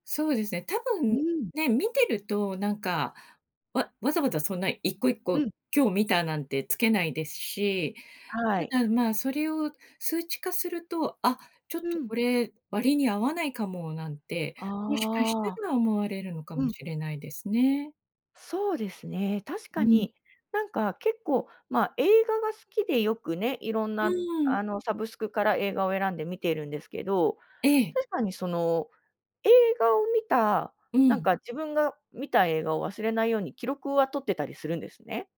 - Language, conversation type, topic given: Japanese, advice, 定期購読やサブスクリプションが多すぎて、どれを解約すべきか迷っていますか？
- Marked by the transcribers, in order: none